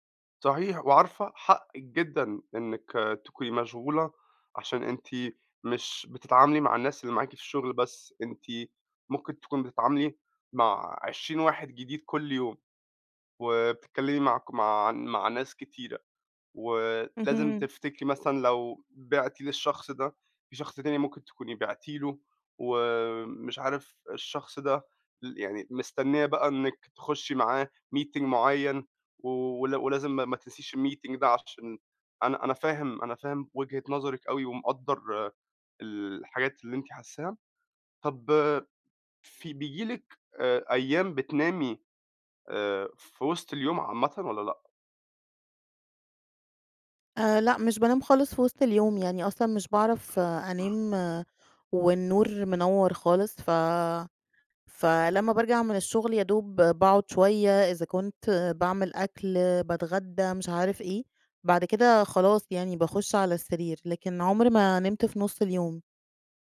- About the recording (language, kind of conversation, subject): Arabic, advice, إزاي أقدر أبني روتين ليلي ثابت يخلّيني أنام أحسن؟
- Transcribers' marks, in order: in English: "meeting"; in English: "الmeeting"; other noise